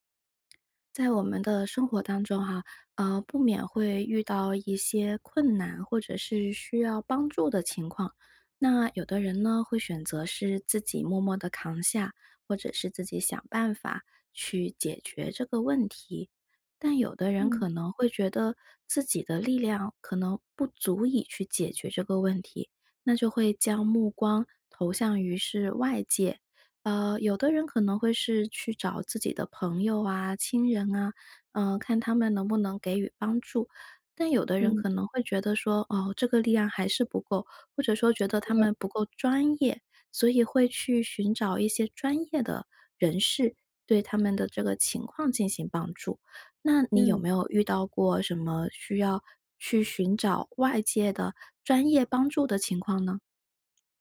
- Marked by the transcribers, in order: tapping
- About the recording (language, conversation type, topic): Chinese, podcast, 你怎么看待寻求专业帮助？